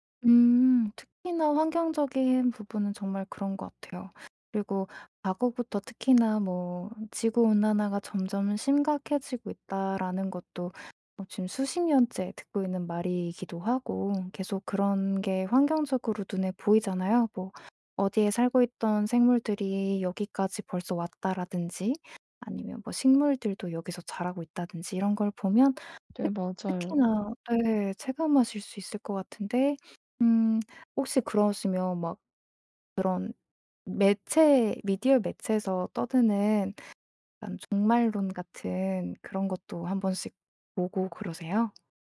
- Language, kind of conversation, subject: Korean, advice, 정보 과부하와 불확실성에 대한 걱정
- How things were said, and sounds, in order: tapping